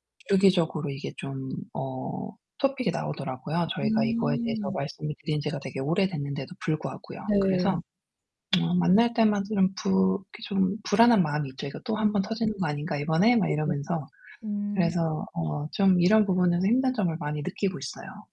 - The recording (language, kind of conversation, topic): Korean, advice, 가족의 기대와 제 가치관을 현실적으로 어떻게 조율하면 좋을까요?
- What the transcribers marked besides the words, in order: other background noise; distorted speech; tapping